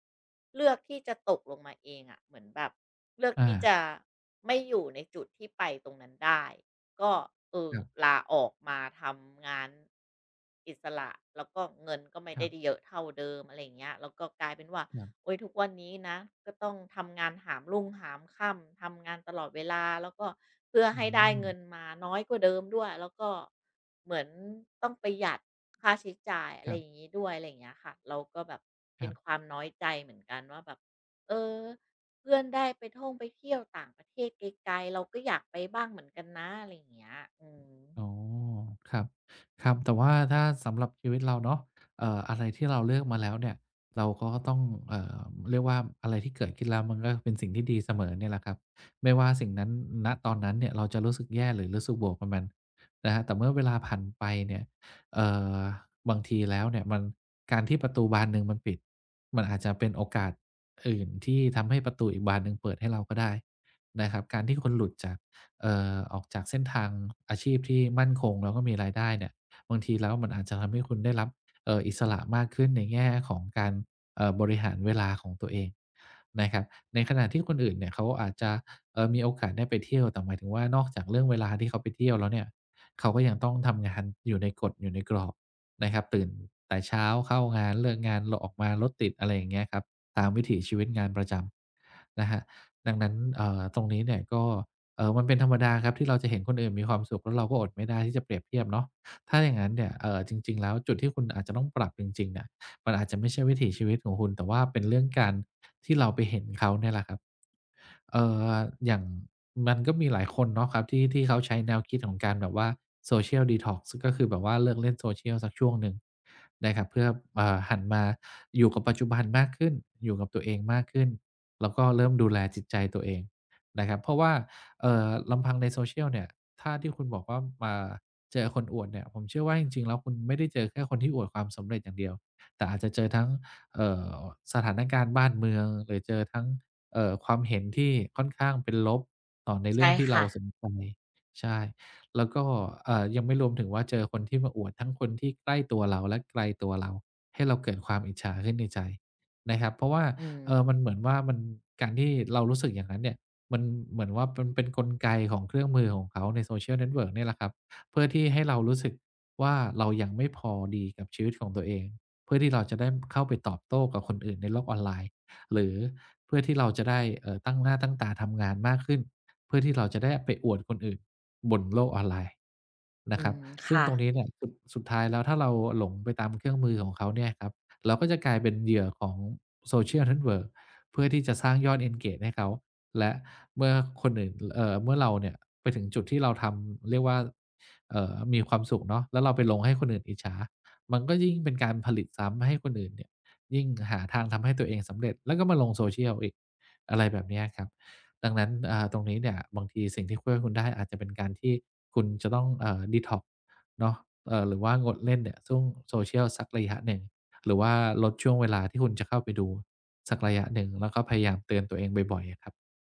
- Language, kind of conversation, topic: Thai, advice, ควรทำอย่างไรเมื่อรู้สึกแย่จากการเปรียบเทียบตัวเองกับภาพที่เห็นบนโลกออนไลน์?
- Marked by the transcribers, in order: tapping; in English: "engage"